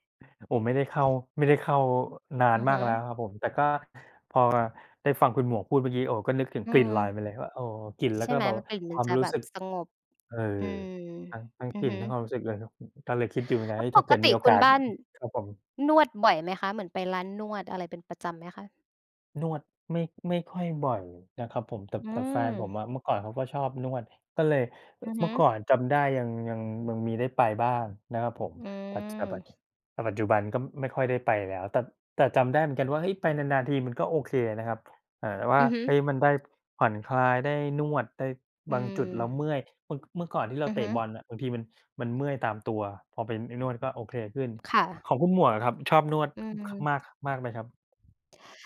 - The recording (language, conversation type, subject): Thai, unstructured, คุณชอบทำอะไรเพื่อสร้างความสุขให้ตัวเอง?
- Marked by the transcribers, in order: tapping; other background noise